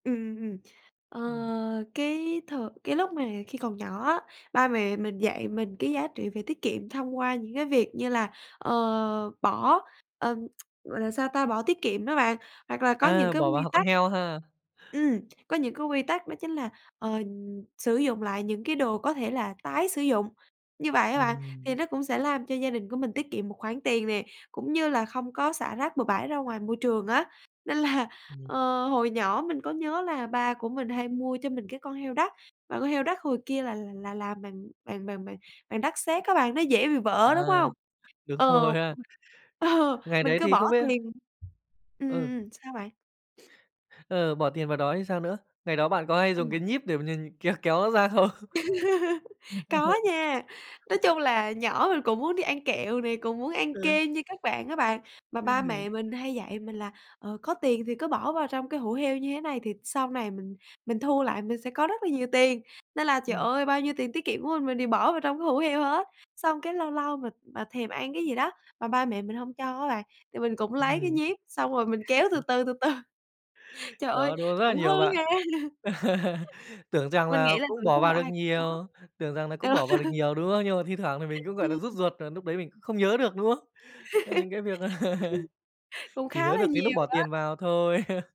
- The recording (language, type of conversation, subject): Vietnamese, podcast, Gia đình bạn thường truyền dạy những giá trị nào?
- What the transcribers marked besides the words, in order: tapping; lip smack; laughing while speaking: "Nên là"; other background noise; laughing while speaking: "rồi"; laughing while speaking: "Ờ"; laugh; chuckle; laugh; laughing while speaking: "ha!"; laughing while speaking: "ờ"; laugh; laugh; laugh